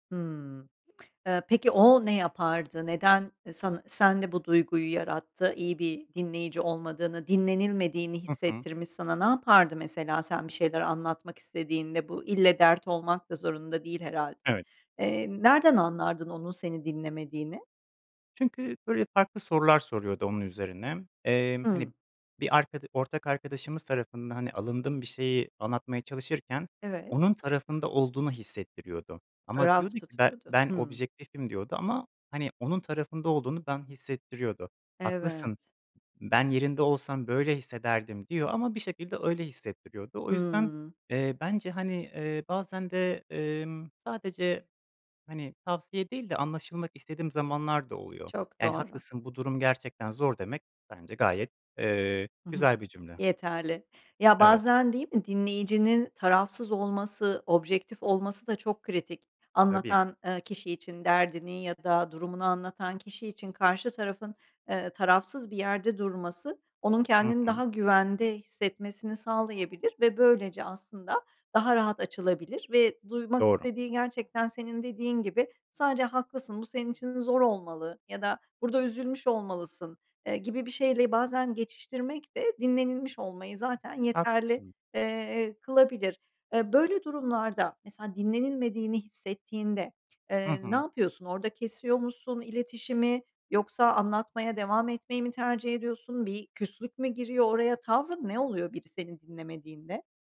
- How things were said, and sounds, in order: other noise; tapping; other background noise
- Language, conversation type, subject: Turkish, podcast, İyi bir dinleyici olmak için neler yaparsın?